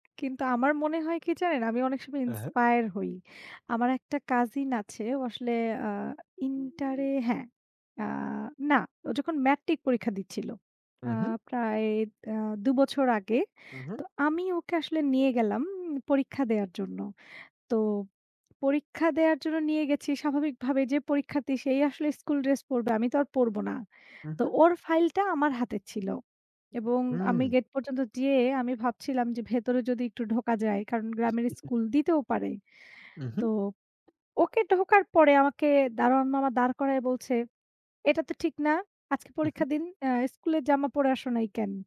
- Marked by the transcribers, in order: chuckle
- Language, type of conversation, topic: Bengali, unstructured, স্কুল জীবনের কোন ঘটনা আজও আপনার মুখে হাসি ফোটায়?